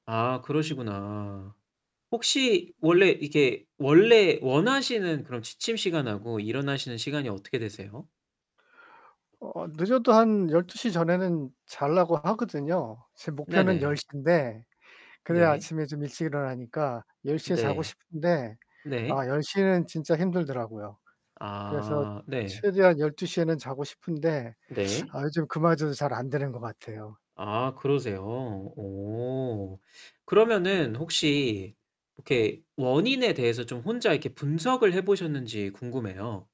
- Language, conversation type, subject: Korean, advice, 밤에 잠들기 어려워 수면 리듬이 깨졌을 때 어떻게 해야 하나요?
- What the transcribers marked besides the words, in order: other background noise; static; tapping; distorted speech